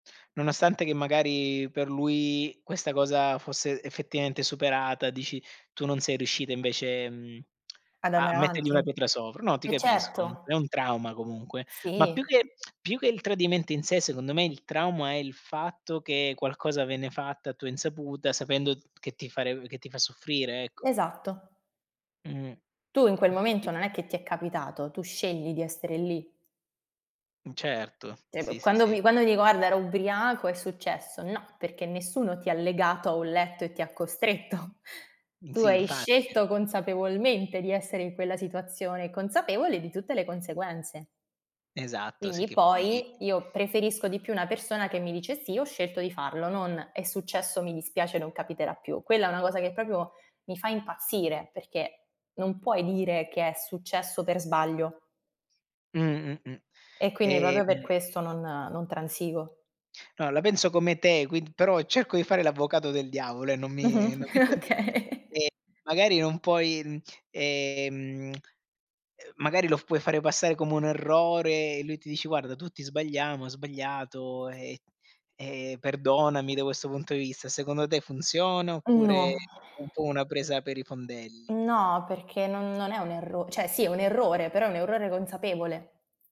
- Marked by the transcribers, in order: other background noise; "Cioè" said as "ceh"; tapping; laughing while speaking: "costretto"; "proprio" said as "propio"; "proprio" said as "propio"; laughing while speaking: "Eh okay"; chuckle; lip smack; unintelligible speech; sigh; "cioè" said as "ceh"; "errore" said as "eorrore"
- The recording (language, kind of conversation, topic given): Italian, unstructured, È giusto controllare il telefono del partner per costruire fiducia?